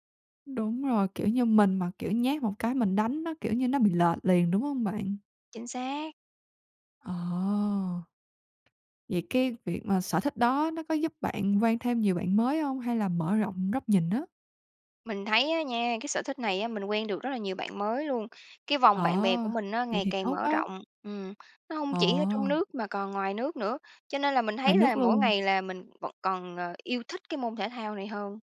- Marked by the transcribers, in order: other background noise; tapping
- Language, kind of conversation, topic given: Vietnamese, podcast, Bạn bắt đầu một sở thích mới bằng cách nào?